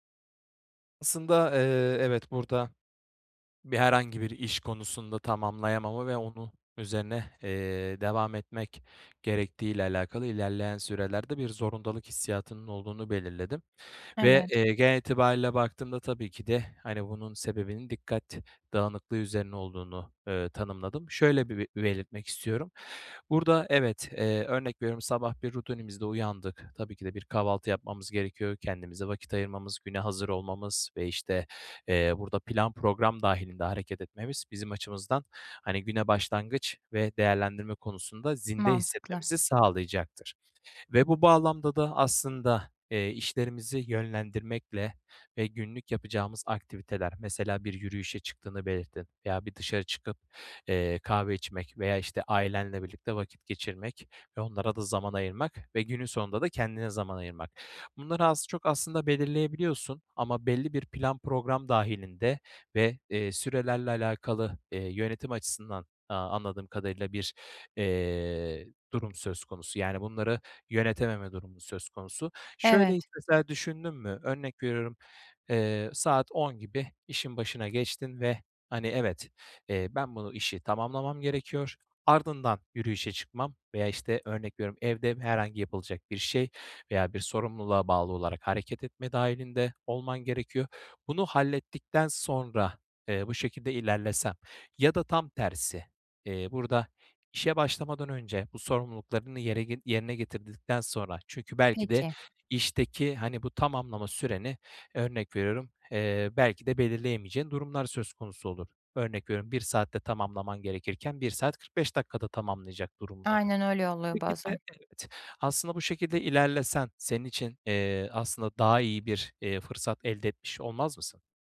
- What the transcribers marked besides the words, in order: tapping
- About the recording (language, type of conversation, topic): Turkish, advice, Yaratıcı çalışmalarım için dikkat dağıtıcıları nasıl azaltıp zamanımı nasıl koruyabilirim?